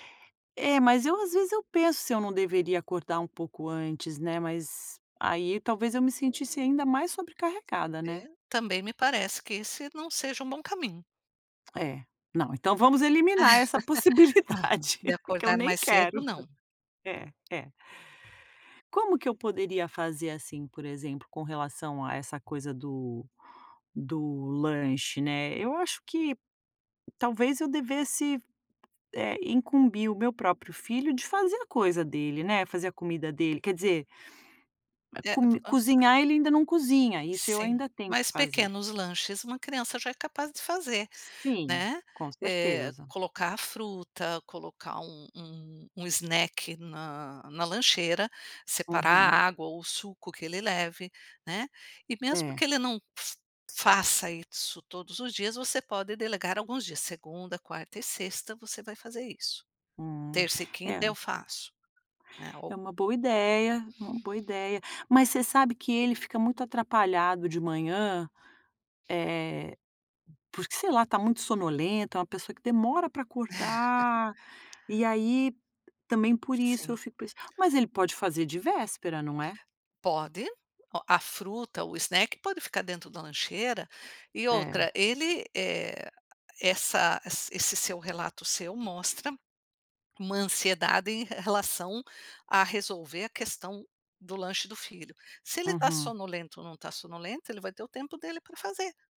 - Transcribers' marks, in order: other background noise; laugh; tapping; laughing while speaking: "possibilidade"; chuckle
- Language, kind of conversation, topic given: Portuguese, advice, Como posso superar a dificuldade de delegar tarefas no trabalho ou em casa?